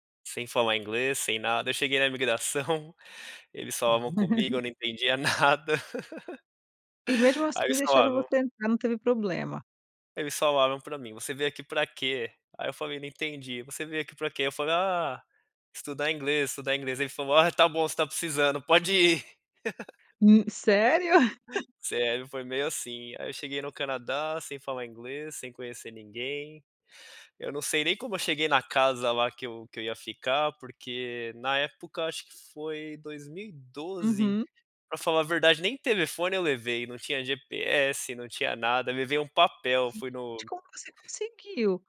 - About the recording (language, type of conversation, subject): Portuguese, podcast, Como foi o momento em que você se orgulhou da sua trajetória?
- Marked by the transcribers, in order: chuckle; laugh; chuckle; other background noise